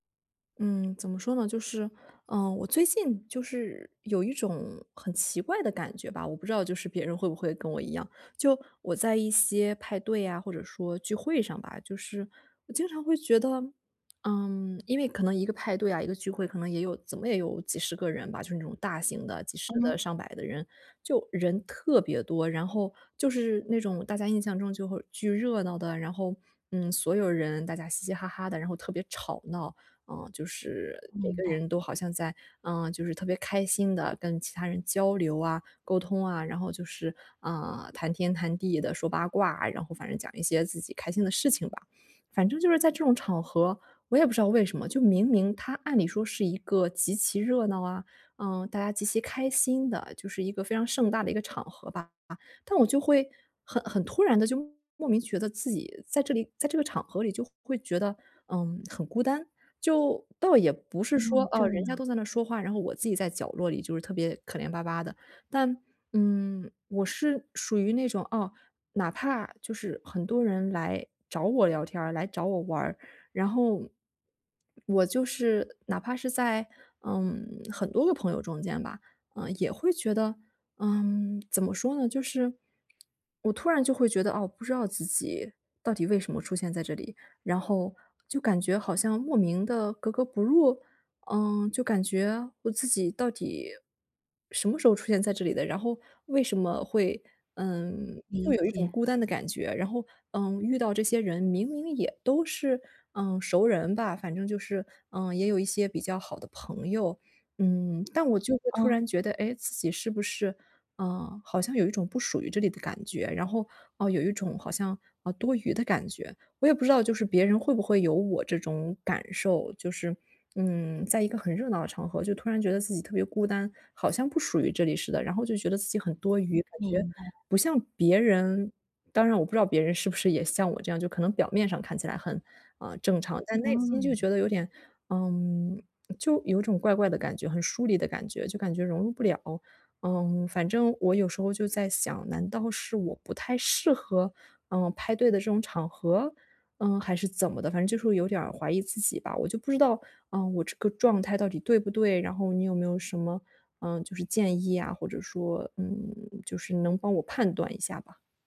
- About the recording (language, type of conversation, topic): Chinese, advice, 在派对上我常常感到孤单，该怎么办？
- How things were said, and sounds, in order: none